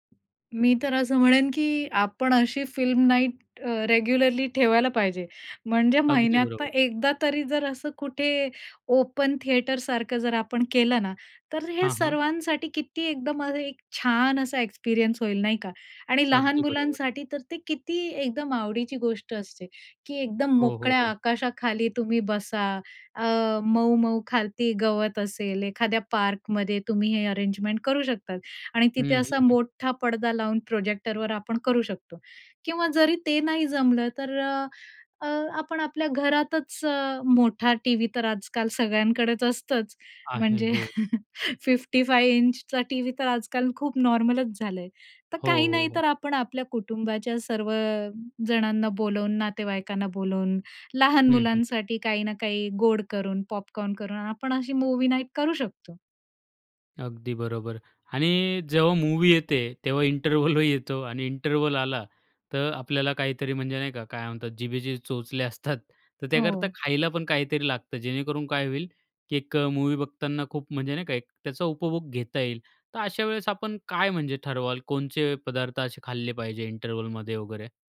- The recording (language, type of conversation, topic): Marathi, podcast, कुटुंबासोबतच्या त्या जुन्या चित्रपटाच्या रात्रीचा अनुभव तुला किती खास वाटला?
- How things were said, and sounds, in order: tapping; in English: "फिल्म नाईट अ, रेग्युलरली"; in English: "ओपन थिएटरसारखं"; in English: "एक्सपिरियन्स"; in English: "अरेंजमेंट"; in English: "प्रोजेक्टरवर"; laughing while speaking: "फिफ्टी फाइव इंचचा टीव्ही तर आजकाल खूप नॉर्मलच झालंय"; in English: "मूवी नाईट"; in English: "मूवी"; in English: "इंटरवलही"; in English: "इंटरवल"; chuckle; in English: "मूवी"; in English: "इंटरव्हलमध्ये"